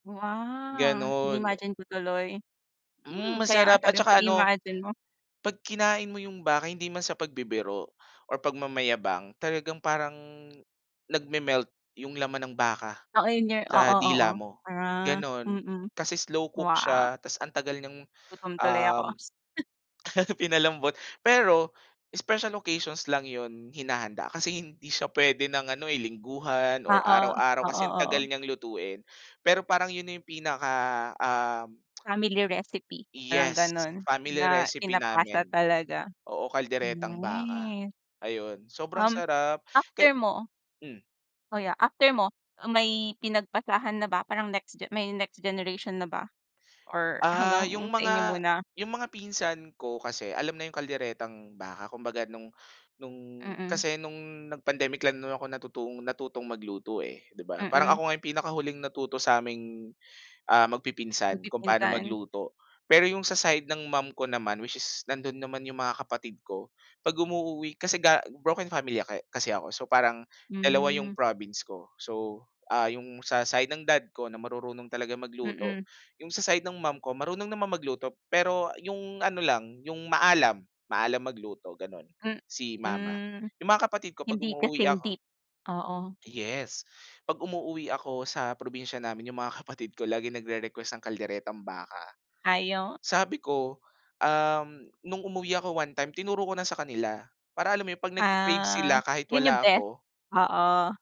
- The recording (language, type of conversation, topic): Filipino, podcast, Sino ang unang nagturo sa iyo magluto, at ano ang natutuhan mo sa kanya?
- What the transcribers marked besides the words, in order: tapping; chuckle; laughing while speaking: "pinalambot"; tongue click; laughing while speaking: "kapatid"